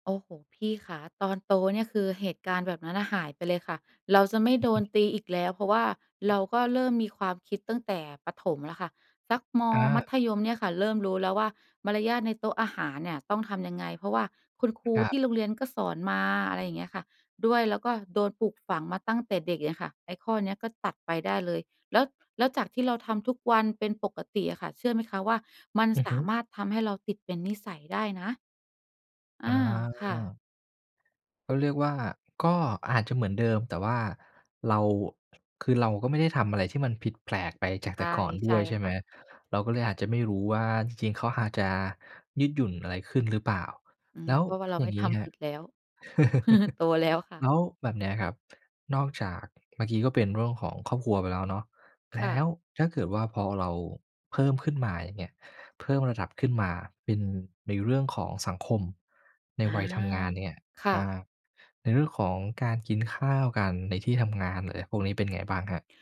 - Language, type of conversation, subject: Thai, podcast, เวลารับประทานอาหารร่วมกัน คุณมีธรรมเนียมหรือมารยาทอะไรบ้าง?
- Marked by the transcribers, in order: chuckle